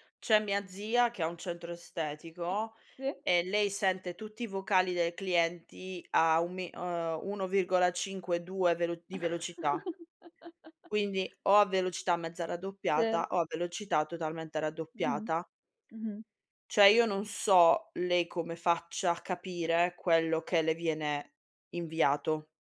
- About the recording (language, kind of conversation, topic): Italian, podcast, Quando preferisci inviare un messaggio vocale invece di scrivere un messaggio?
- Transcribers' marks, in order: tapping; chuckle; other background noise; chuckle